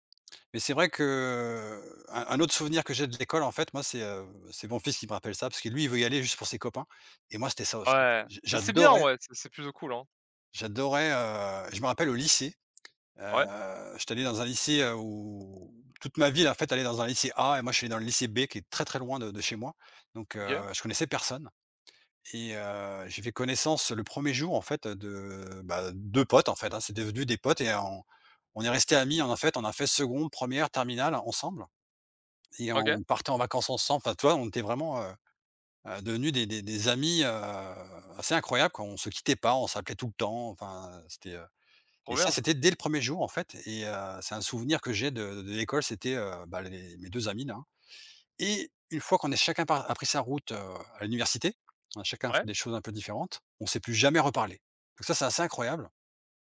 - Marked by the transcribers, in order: drawn out: "que"; stressed: "j'adorais"; drawn out: "où"; drawn out: "heu"
- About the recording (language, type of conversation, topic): French, unstructured, Quel est ton souvenir préféré à l’école ?